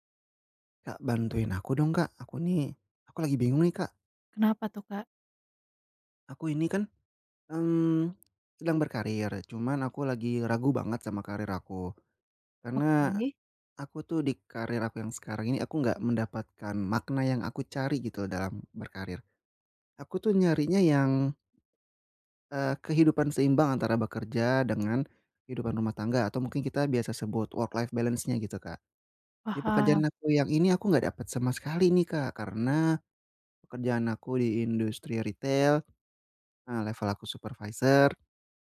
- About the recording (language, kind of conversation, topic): Indonesian, advice, Bagaimana cara memulai transisi karier ke pekerjaan yang lebih bermakna meski saya takut memulainya?
- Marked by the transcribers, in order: other background noise; in English: "work life balance-nya"